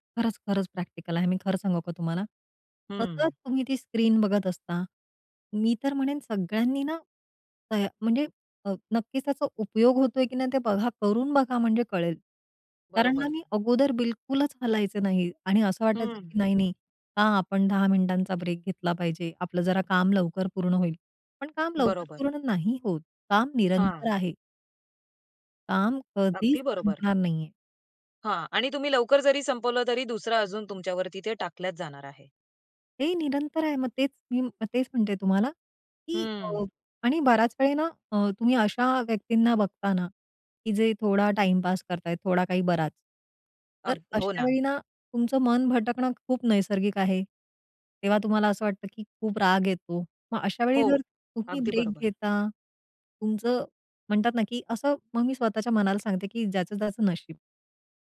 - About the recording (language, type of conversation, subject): Marathi, podcast, दैनंदिन जीवनात जागरूकतेचे छोटे ब्रेक कसे घ्यावेत?
- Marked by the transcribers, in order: in English: "प्रॅक्टिकल"; other background noise; trusting: "काम कधीच"; in English: "ब्रेक"